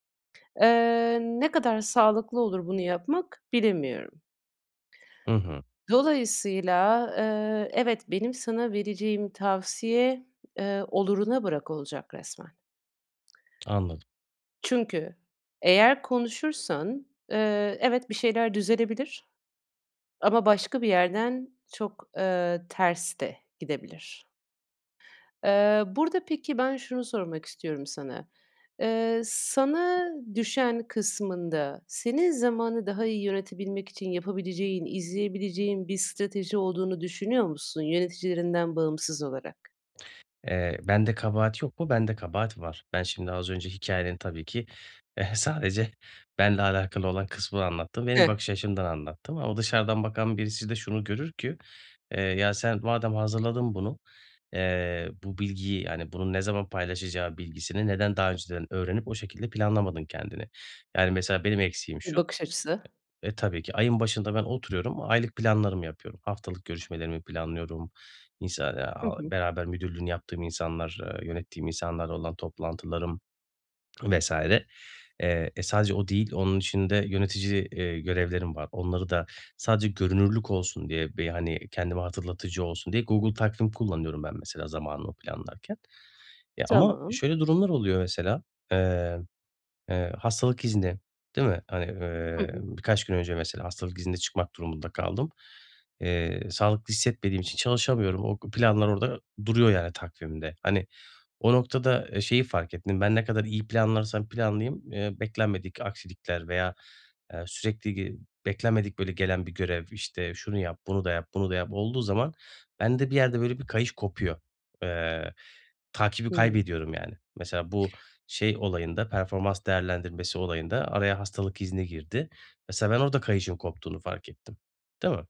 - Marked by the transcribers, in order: other background noise; chuckle; swallow
- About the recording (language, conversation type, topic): Turkish, advice, Zaman yönetiminde önceliklendirmekte zorlanıyorum; benzer işleri gruplayarak daha verimli olabilir miyim?